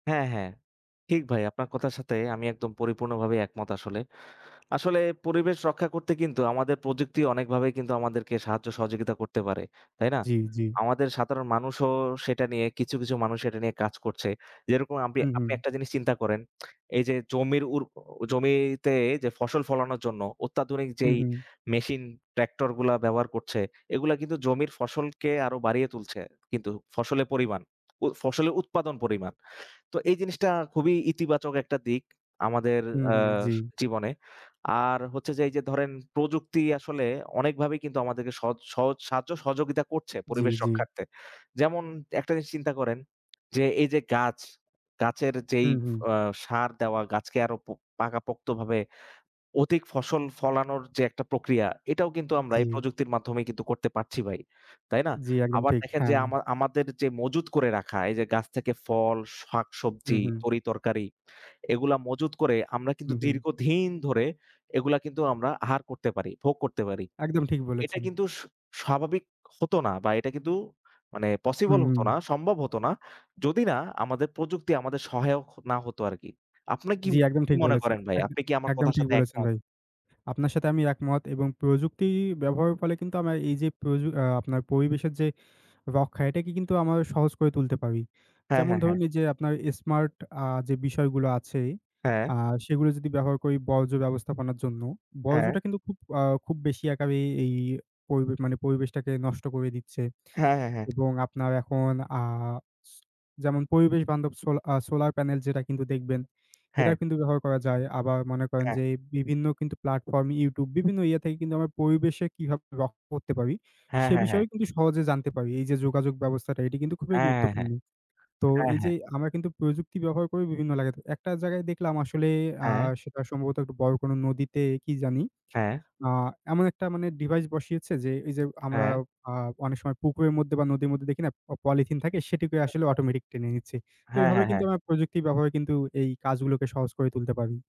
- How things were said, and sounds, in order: other noise; "জায়গাতে" said as "লাগাতে"; unintelligible speech
- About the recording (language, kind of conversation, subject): Bengali, unstructured, পরিবেশ রক্ষায় সাধারণ মানুষ কী কী করতে পারে?